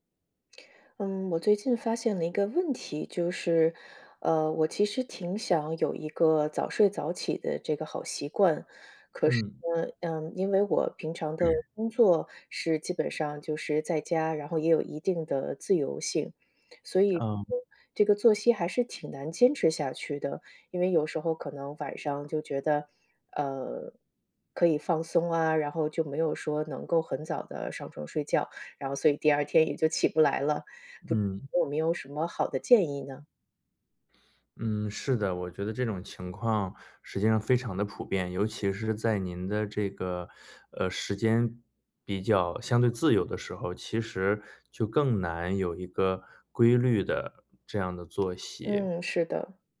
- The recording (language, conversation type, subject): Chinese, advice, 为什么我很难坚持早睡早起的作息？
- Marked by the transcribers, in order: throat clearing; lip smack; other noise